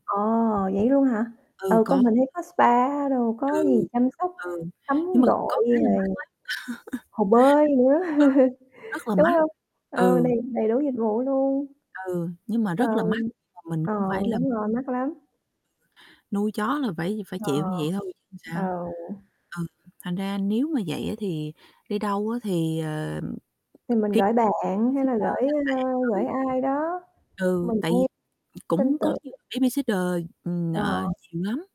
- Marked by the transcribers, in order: distorted speech; other background noise; static; laugh; tapping; in English: "babysitter"; in English: "babysitter"
- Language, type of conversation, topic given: Vietnamese, unstructured, Bạn nghĩ sao về việc bỏ rơi thú cưng khi phải đi xa?